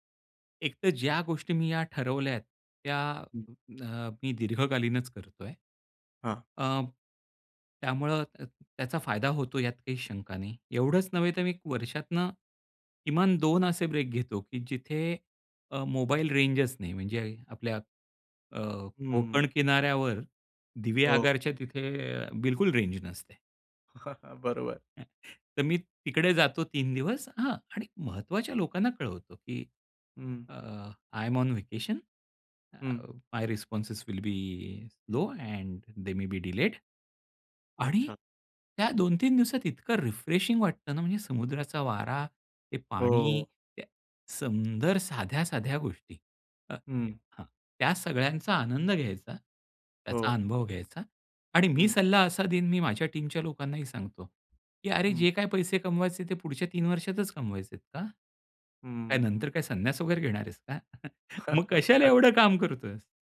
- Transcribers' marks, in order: in English: "ब्रेक"; in English: "रेंजच"; in English: "रेंज"; chuckle; in English: "आय एम ऑन व्हेकेशन. माय … मे बी डिलेड"; in English: "रिफ्रेशिंग"; in English: "टीमच्या"; chuckle
- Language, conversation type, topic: Marathi, podcast, डिजिटल विराम घेण्याचा अनुभव तुमचा कसा होता?